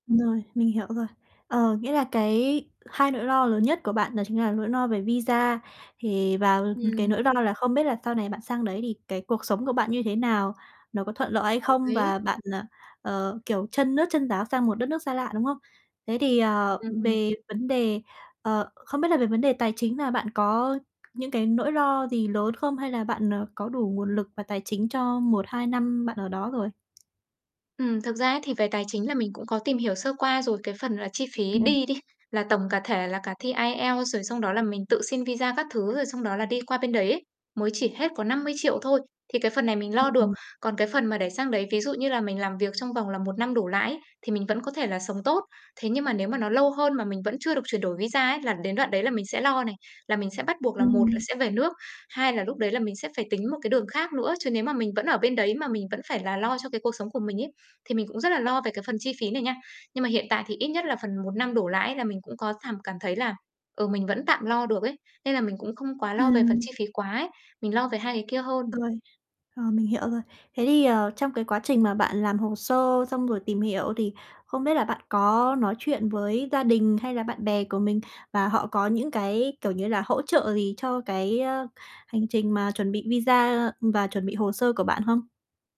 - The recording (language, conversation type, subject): Vietnamese, advice, Làm thế nào để bạn biến một mục tiêu quá mơ hồ thành mục tiêu cụ thể và đo lường được?
- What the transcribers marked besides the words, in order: distorted speech; tapping; other background noise